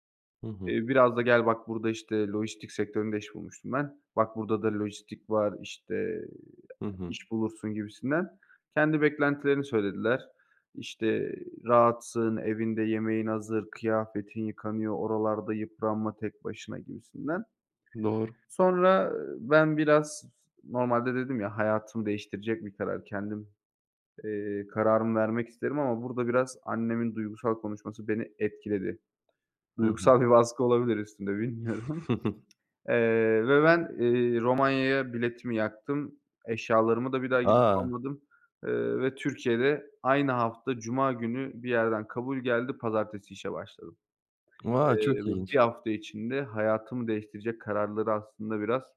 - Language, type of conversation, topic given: Turkish, podcast, Aile beklentileri seçimlerini sence nasıl etkiler?
- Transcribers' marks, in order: tapping; chuckle; giggle; laughing while speaking: "bilmiyorum"